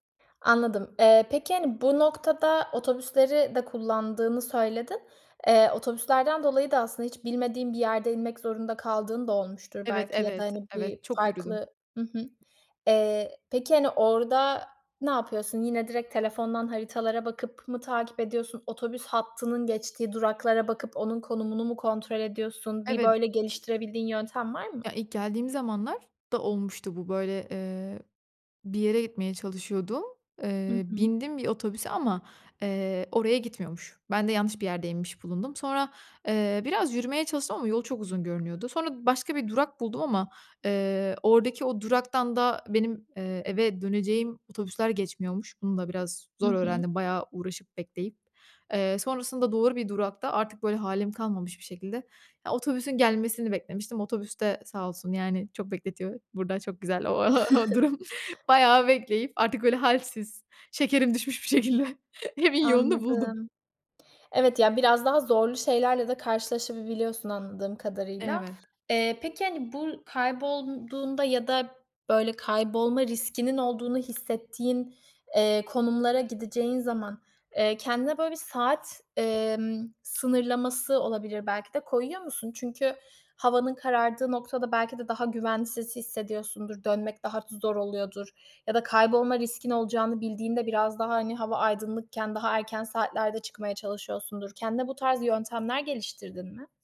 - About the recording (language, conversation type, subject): Turkish, podcast, Telefona güvendin de kaybolduğun oldu mu?
- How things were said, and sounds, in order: other background noise; chuckle; laughing while speaking: "o ha o durum bayağı … Evin yolunu buldum"; tsk; "karşılaşabiliyorsun" said as "karşılaşabibiliyorsun"; "güvensiz" said as "güvenlisiz"